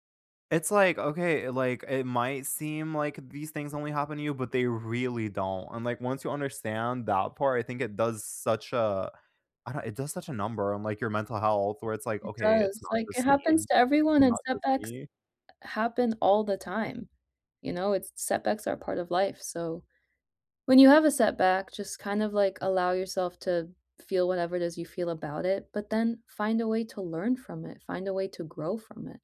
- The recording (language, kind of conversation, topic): English, unstructured, How do you handle setbacks when working toward a goal?
- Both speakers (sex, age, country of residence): female, 25-29, United States; male, 20-24, United States
- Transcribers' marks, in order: none